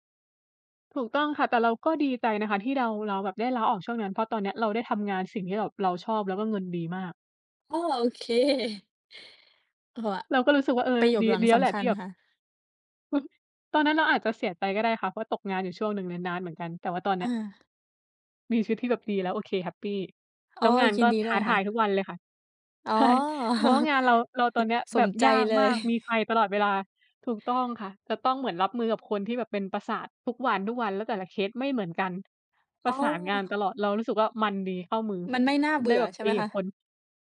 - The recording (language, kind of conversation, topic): Thai, unstructured, อะไรที่ทำให้คุณรู้สึกหมดไฟกับงาน?
- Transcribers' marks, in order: laughing while speaking: "เค"; chuckle; other noise; chuckle; laughing while speaking: "ใช่"; chuckle; chuckle